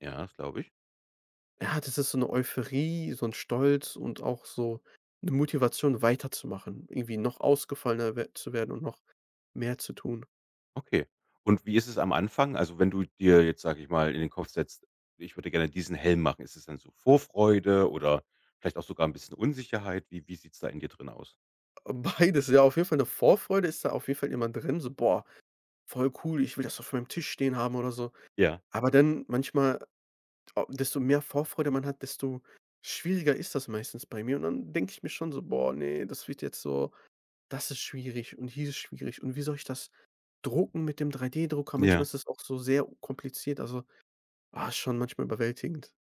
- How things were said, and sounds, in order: stressed: "Euphorie"; laughing while speaking: "beides"; other noise; stressed: "Boah"
- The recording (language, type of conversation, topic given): German, podcast, Was war dein bisher stolzestes DIY-Projekt?